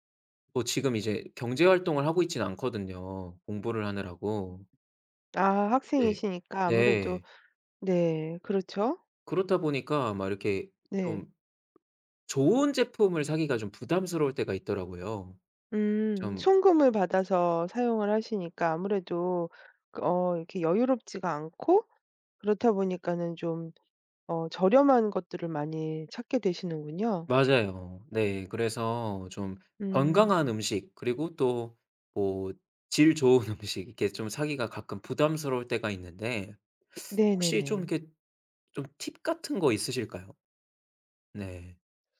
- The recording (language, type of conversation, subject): Korean, advice, 예산이 부족해서 건강한 음식을 사기가 부담스러운 경우, 어떻게 하면 좋을까요?
- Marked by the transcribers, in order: other background noise; tapping; laughing while speaking: "좋은 음식"